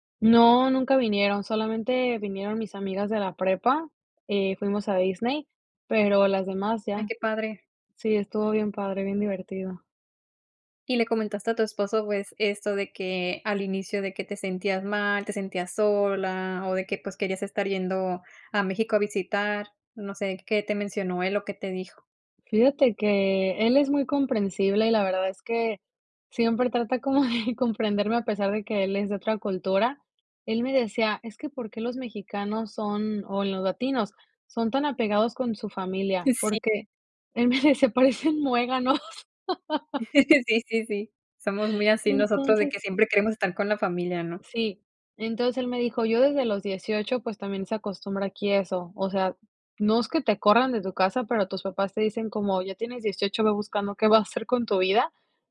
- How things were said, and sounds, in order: chuckle; chuckle; laugh
- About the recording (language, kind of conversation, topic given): Spanish, podcast, ¿cómo saliste de tu zona de confort?